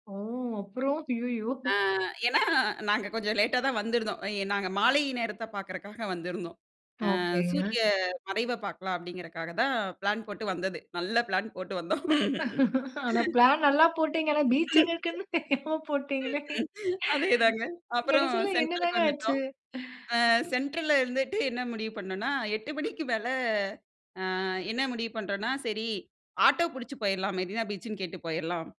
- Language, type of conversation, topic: Tamil, podcast, கடல் அலைகள் சிதறுவதைக் காணும் போது உங்களுக்கு என்ன உணர்வு ஏற்படுகிறது?
- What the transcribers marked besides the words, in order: laughing while speaking: "அய்யயோ!"; in English: "பிளான்"; in English: "பிளான்"; laughing while speaking: "ஆனா, பிளான் நல்லா போட்டீங்க. ஆனா … கடைசியில என்னதாங்க ஆச்சு?"; laughing while speaking: "வந்தோம்"; in English: "பிளான்"; giggle; laughing while speaking: "அதேதாங்க"